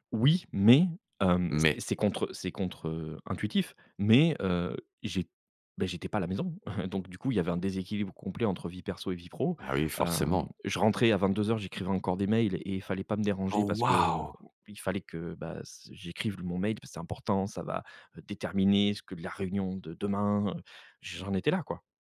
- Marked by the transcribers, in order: chuckle; surprised: "Oh waouh !"
- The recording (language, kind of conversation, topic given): French, podcast, Comment gérez-vous l’équilibre entre votre vie professionnelle et votre vie personnelle ?